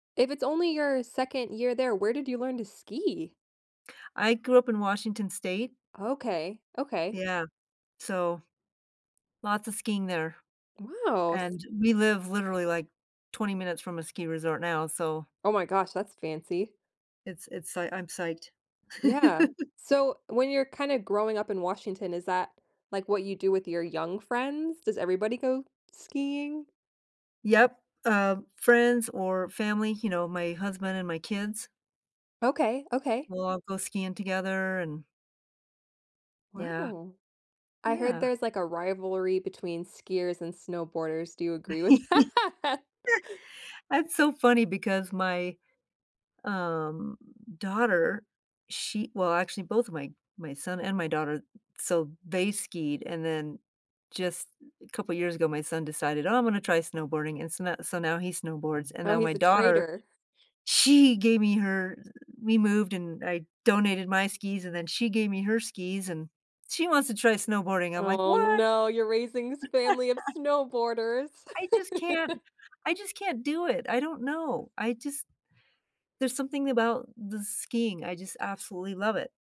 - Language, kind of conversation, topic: English, unstructured, What do you like doing for fun with friends?
- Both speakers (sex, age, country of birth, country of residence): female, 30-34, United States, United States; female, 60-64, United States, United States
- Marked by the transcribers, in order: tapping; laugh; laugh; laughing while speaking: "that?"; stressed: "she"; put-on voice: "What?"; laugh; laugh